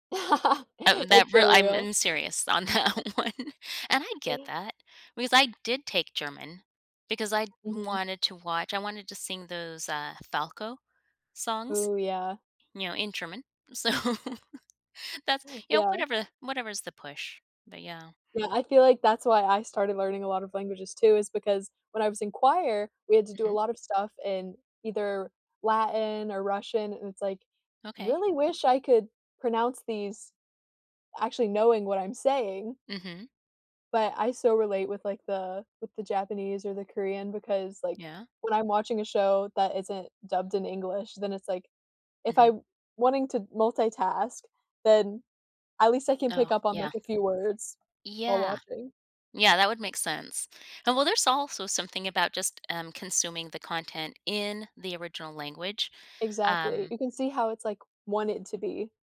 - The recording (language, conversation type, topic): English, unstructured, Who inspires you to follow your dreams?
- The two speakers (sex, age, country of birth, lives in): female, 18-19, United States, United States; female, 50-54, United States, United States
- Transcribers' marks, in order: laugh; laughing while speaking: "on that one"; other noise; laughing while speaking: "So"; other background noise